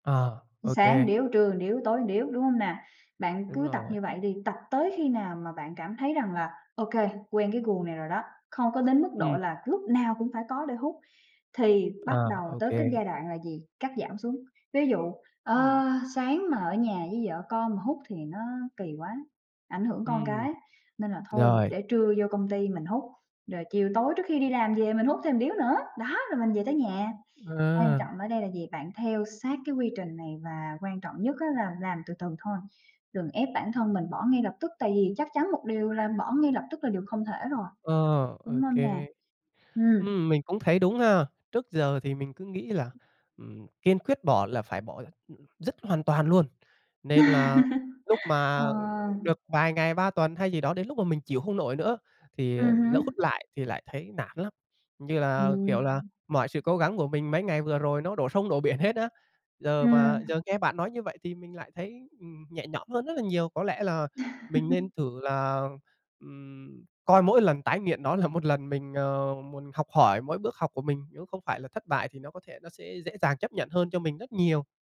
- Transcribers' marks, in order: "một" said as "ừn"; "một" said as "ừn"; "một" said as "ừn"; put-on voice: "ơ, sáng mà ở nhà … hưởng con cái"; "một" said as "ừn"; laugh; laughing while speaking: "biển hết"; tapping; laugh; laughing while speaking: "là một lần"
- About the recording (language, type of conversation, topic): Vietnamese, advice, Bạn đã cố gắng bỏ thuốc lá hoặc bỏ ăn vặt như thế nào nhưng vẫn liên tục tái nghiện?